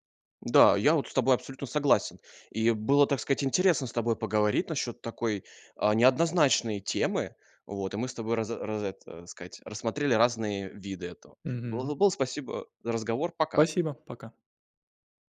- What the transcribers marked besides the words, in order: other background noise
- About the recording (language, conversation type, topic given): Russian, podcast, Какие изменения принесут технологии в сфере здоровья и медицины?